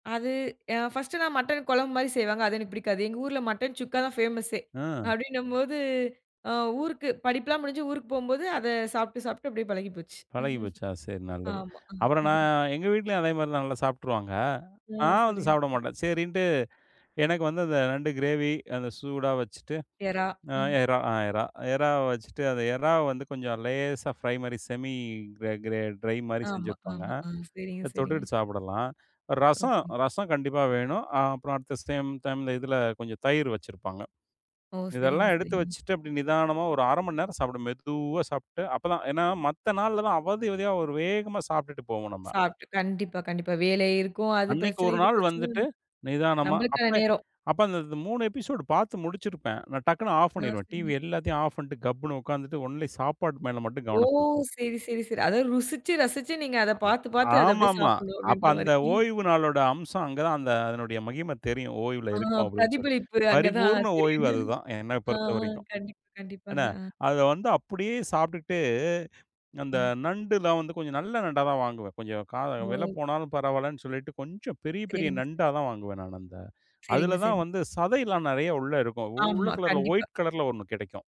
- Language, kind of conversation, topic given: Tamil, podcast, ஒரு நாளுக்கான பரிபூரண ஓய்வை நீங்கள் எப்படி வர்ணிப்பீர்கள்?
- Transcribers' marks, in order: in English: "ஃபேமஸ்சே"; chuckle; other noise; in English: "செமி"; in English: "அட் சேம் டைம்ல"; in English: "எபிசோட்"; in English: "ஒன்லி"; drawn out: "ஓ"; chuckle; chuckle